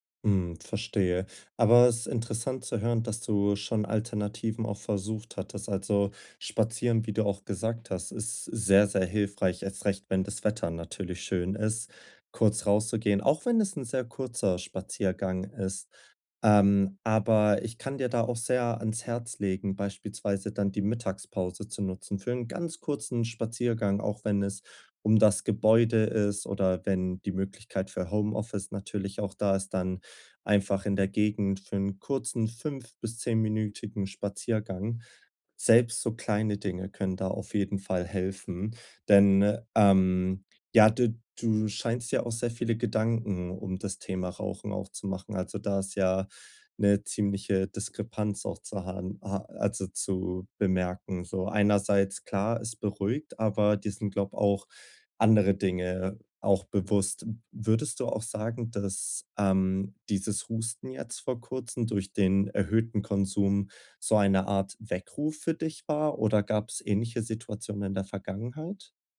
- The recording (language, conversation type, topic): German, advice, Wie kann ich mit starken Gelüsten umgehen, wenn ich gestresst bin?
- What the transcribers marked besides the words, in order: none